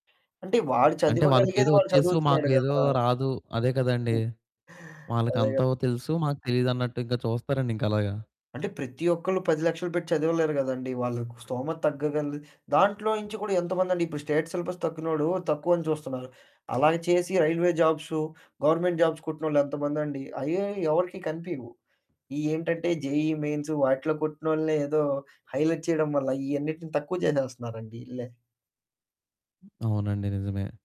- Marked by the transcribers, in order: other background noise; in English: "స్టేట్ సిలబస్"; in English: "రైల్వే జాబ్స్, గవర్నమెంట్ జాబ్స్"; in English: "జేఈఈ మెయిన్స్"; in English: "హైలైట్"
- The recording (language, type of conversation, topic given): Telugu, podcast, మీ పిల్లల స్క్రీన్ సమయాన్ని మీరు ఎలా నియంత్రిస్తారు?